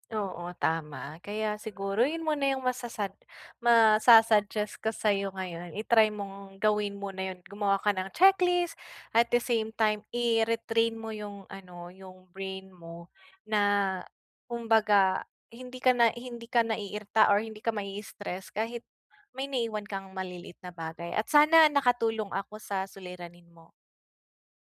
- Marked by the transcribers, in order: other background noise; dog barking
- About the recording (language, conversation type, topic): Filipino, advice, Paano ko mapapanatili ang pag-aalaga sa sarili at mababawasan ang stress habang naglalakbay?